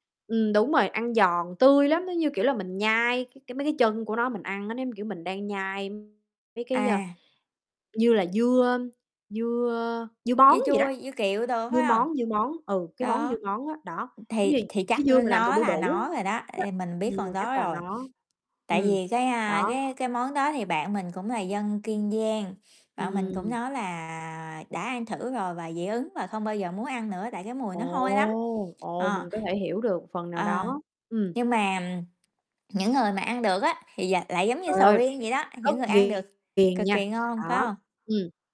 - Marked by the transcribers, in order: distorted speech; other noise; other background noise; tapping
- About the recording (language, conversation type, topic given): Vietnamese, unstructured, Món ăn truyền thống nào khiến bạn nhớ về gia đình nhất?